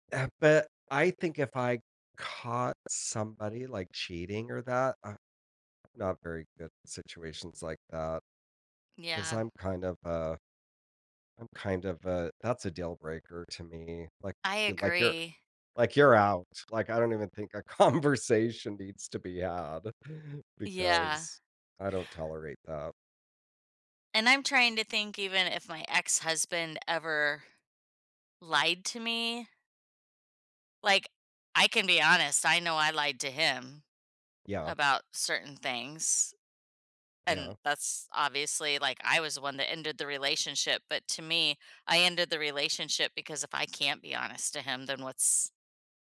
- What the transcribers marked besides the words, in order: tapping; other background noise; laughing while speaking: "conversation"
- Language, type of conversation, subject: English, unstructured, What should you do if your partner lies to you?